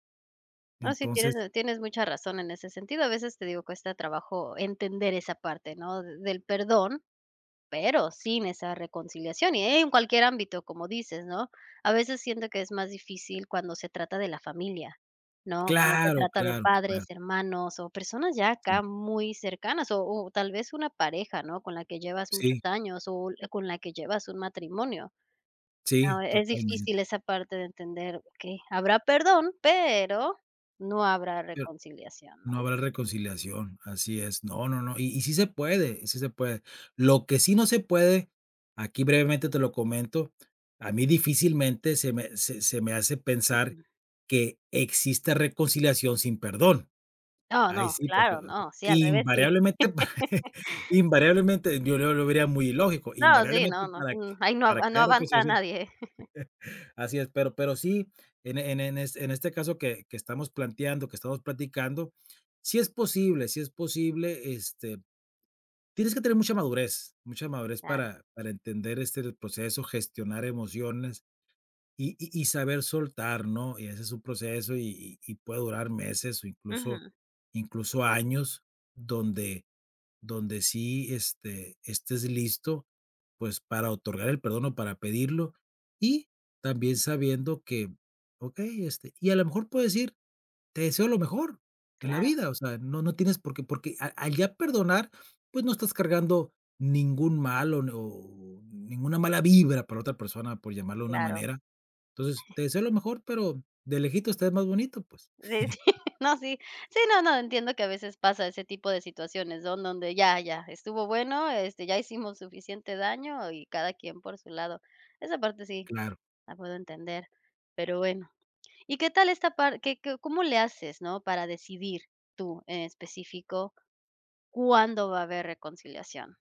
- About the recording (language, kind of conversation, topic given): Spanish, podcast, ¿Qué opinas sobre el perdón sin reconciliación?
- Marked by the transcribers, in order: other noise; unintelligible speech; chuckle; laugh; chuckle; other background noise; chuckle; chuckle; laughing while speaking: "sí"